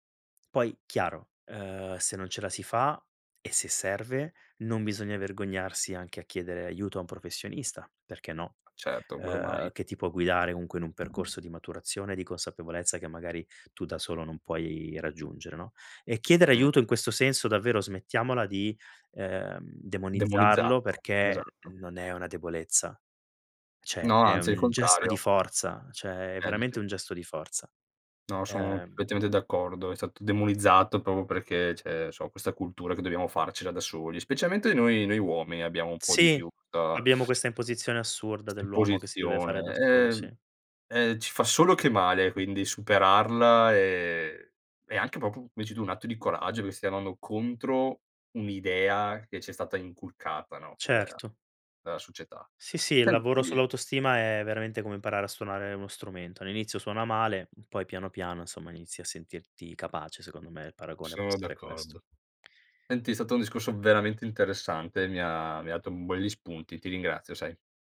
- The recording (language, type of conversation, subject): Italian, podcast, Come lavori sulla tua autostima giorno dopo giorno?
- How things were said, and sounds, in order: tapping; other background noise; "cioè" said as "ceh"; unintelligible speech; "proprio" said as "propo"; "proprio" said as "propio"; "belli" said as "buelli"